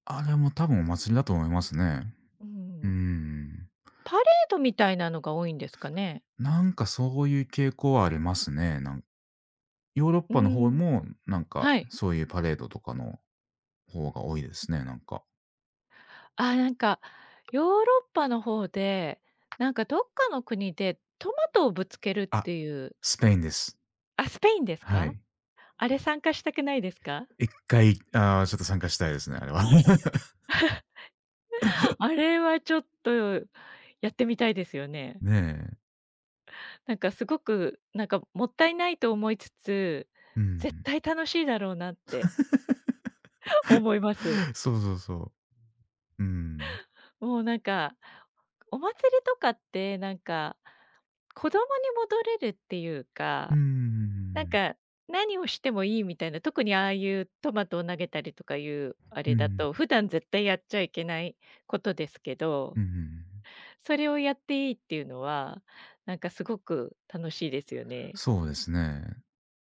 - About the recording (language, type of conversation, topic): Japanese, unstructured, お祭りに行くと、どんな気持ちになりますか？
- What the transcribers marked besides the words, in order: other background noise; tapping; laugh; laugh